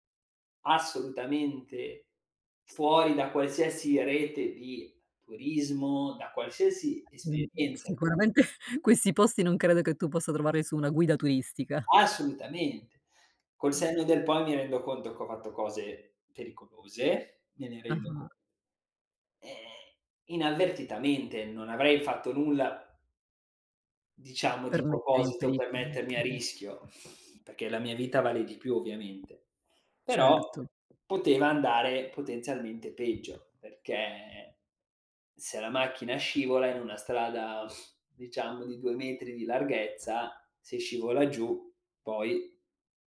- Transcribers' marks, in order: other background noise; chuckle; tapping
- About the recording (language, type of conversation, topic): Italian, podcast, Qual è un luogo naturale che ti ha lasciato senza parole?